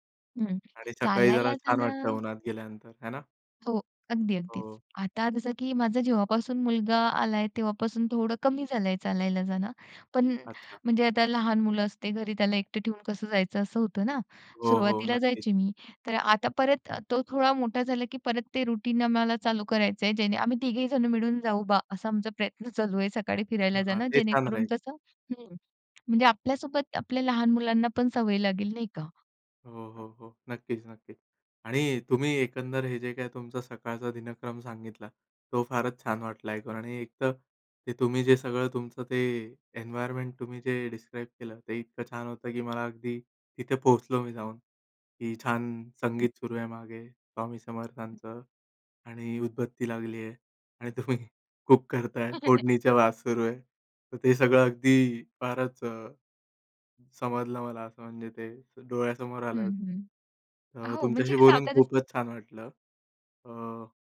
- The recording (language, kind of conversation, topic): Marathi, podcast, सकाळी तुमच्या घरातला नित्यक्रम कसा असतो?
- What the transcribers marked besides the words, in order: in English: "रुटीन"; lip smack; in English: "एन्व्हायर्नमेंट"; in English: "डिस्क्राईब"; other background noise; chuckle; laughing while speaking: "तुम्ही कुक करत आहे, फोडणीच्या वास सुरू आहे"; in English: "कुक"